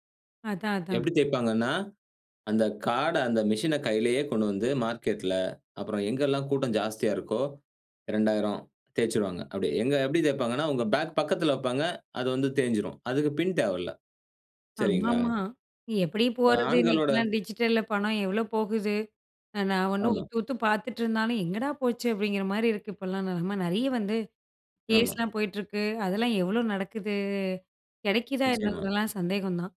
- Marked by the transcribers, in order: other background noise
- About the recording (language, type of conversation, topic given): Tamil, podcast, பணமில்லா பரிவர்த்தனைகள் வாழ்க்கையை எப்படித் மாற்றியுள்ளன?